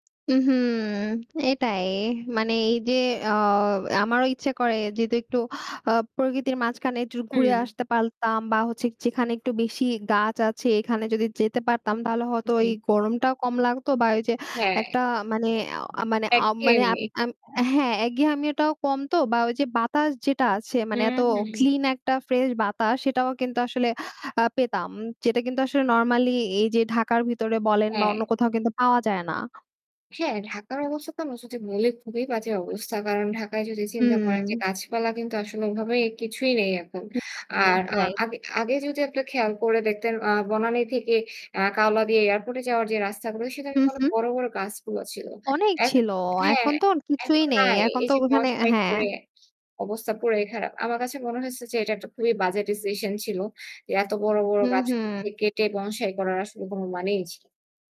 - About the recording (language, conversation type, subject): Bengali, unstructured, ভ্রমণে গেলে আপনার সবচেয়ে ভালো স্মৃতি কীভাবে তৈরি হয়?
- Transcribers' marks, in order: static